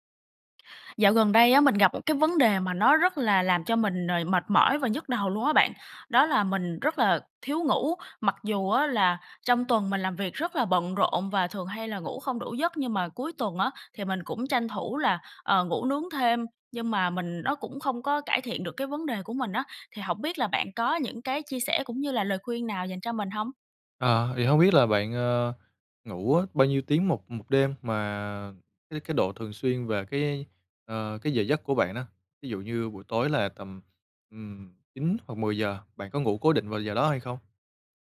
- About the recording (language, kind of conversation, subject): Vietnamese, advice, Vì sao tôi vẫn mệt mỏi kéo dài dù ngủ đủ giấc và nghỉ ngơi cuối tuần mà không đỡ hơn?
- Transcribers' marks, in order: tapping